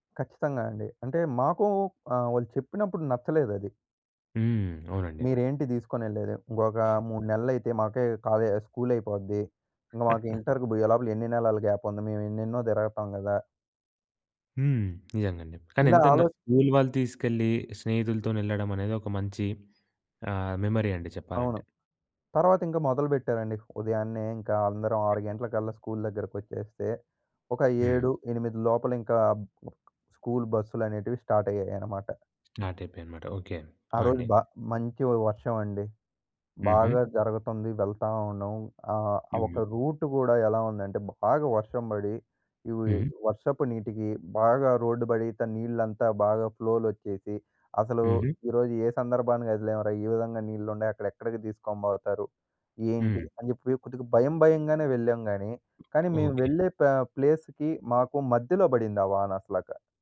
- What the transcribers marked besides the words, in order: other background noise; in English: "కాలేజ్"; other noise; in English: "గ్యాప్"; tapping; in English: "మెమరీ"; in English: "స్టార్ట్"; in English: "స్టార్ట్"; in English: "రూట్"; in English: "ప్లేస్‍కి"
- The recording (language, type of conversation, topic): Telugu, podcast, నీ ఊరికి వెళ్లినప్పుడు గుర్తుండిపోయిన ఒక ప్రయాణం గురించి చెప్పగలవా?